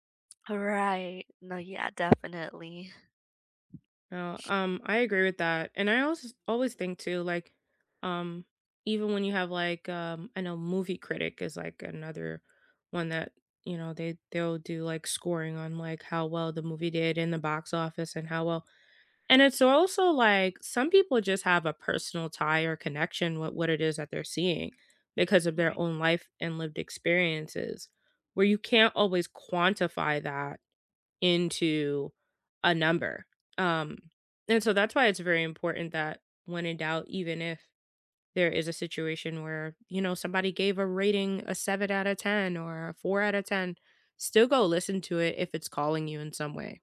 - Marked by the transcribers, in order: other background noise
- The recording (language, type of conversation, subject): English, unstructured, How do you usually discover new shows, books, music, or games, and how do you share your recommendations?
- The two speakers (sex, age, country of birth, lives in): female, 20-24, United States, United States; female, 30-34, United States, United States